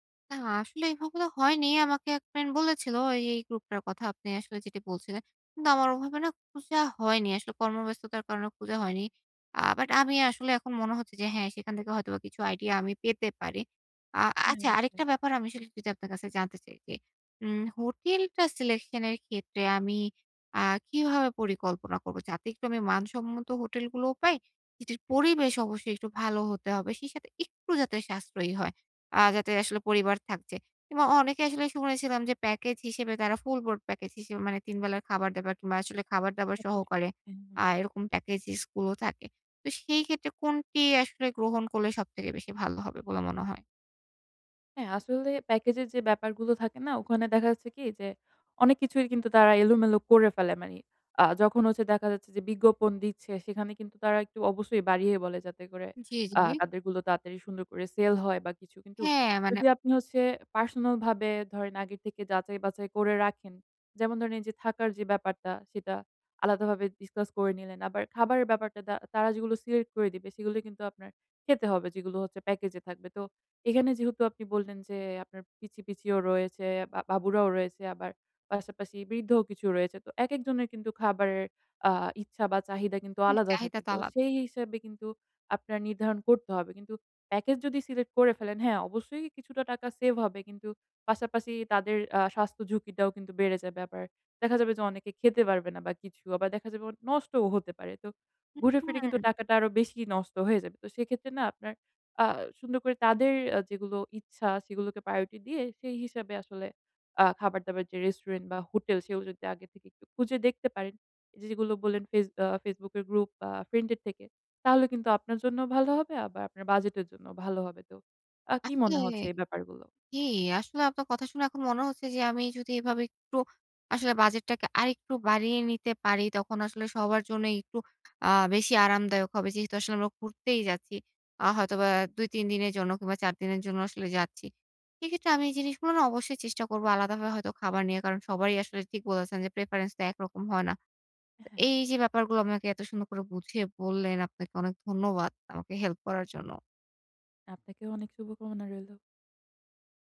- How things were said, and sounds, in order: "এইগুলো" said as "এইভাগুলো"; tapping; other background noise; lip smack; in English: "ফুল বোর্ড প্যাকেজ"; unintelligible speech; in English: "প্যাকেজেস"; "কিছুর" said as "কিছুইর"; in English: "ডিসকাস"; in English: "প্রায়োরিটি"; in English: "প্রেফারেন্স"
- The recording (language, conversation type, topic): Bengali, advice, ভ্রমণের জন্য কীভাবে বাস্তবসম্মত বাজেট পরিকল্পনা করে সাশ্রয় করতে পারি?